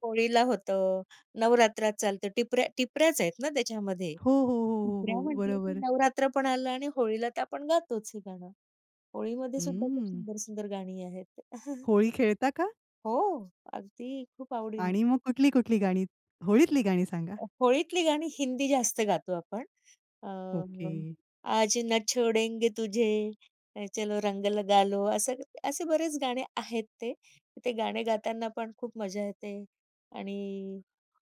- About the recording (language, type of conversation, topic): Marathi, podcast, तुमच्या कुटुंबातील कोणत्या गाण्यांमुळे तुमची संस्कृती जपली गेली आहे असे तुम्हाला वाटते?
- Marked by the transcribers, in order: other background noise; tapping; chuckle; in Hindi: "आज ना छोडेंगे तुझे, चलो रंग लगालो"